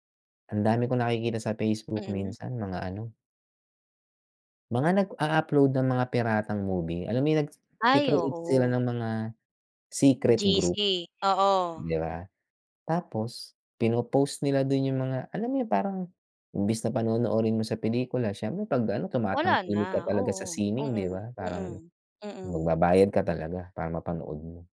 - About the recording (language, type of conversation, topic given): Filipino, unstructured, Ano ang tingin mo sa epekto ng midyang panlipunan sa sining sa kasalukuyan?
- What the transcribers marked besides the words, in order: none